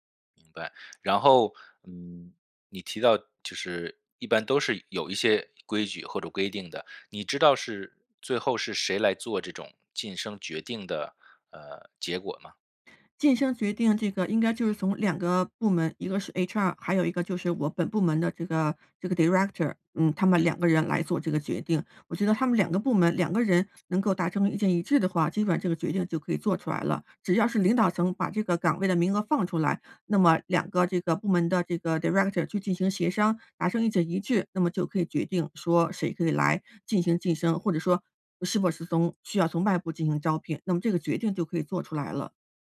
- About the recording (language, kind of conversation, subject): Chinese, advice, 在竞争激烈的情况下，我该如何争取晋升？
- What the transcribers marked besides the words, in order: in English: "director"; in English: "director"